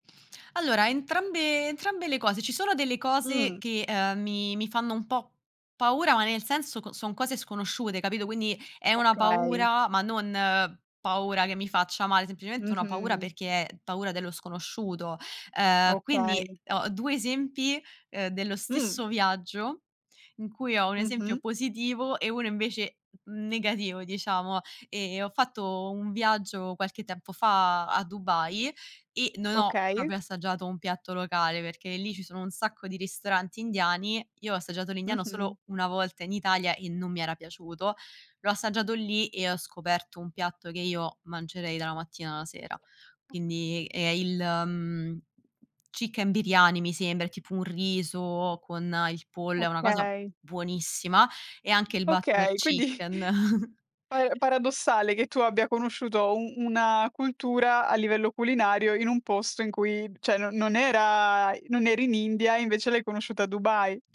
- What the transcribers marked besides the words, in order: tapping; other noise; chuckle; "cioè" said as "ceh"
- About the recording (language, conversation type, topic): Italian, podcast, Che cosa ti ha insegnato provare cibi nuovi durante un viaggio?